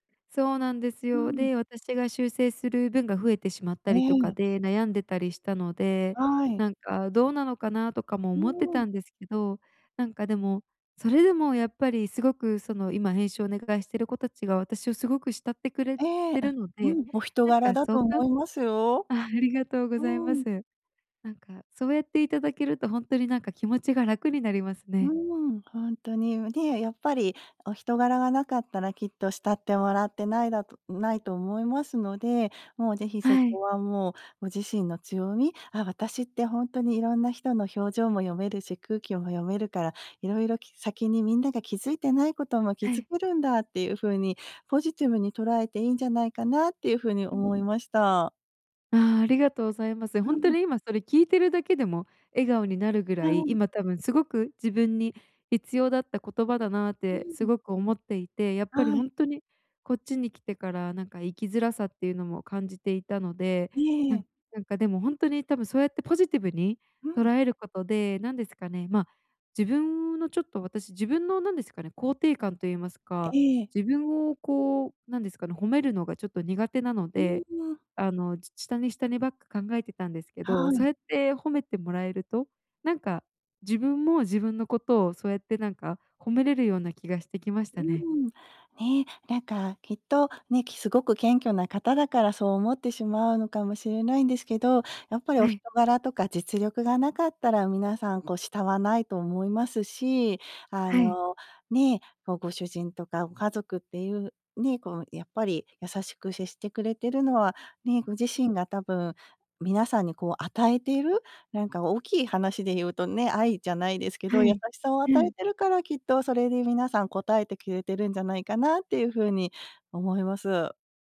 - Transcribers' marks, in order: other background noise; other noise
- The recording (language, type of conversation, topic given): Japanese, advice, 他人の評価を気にしすぎずに生きるにはどうすればいいですか？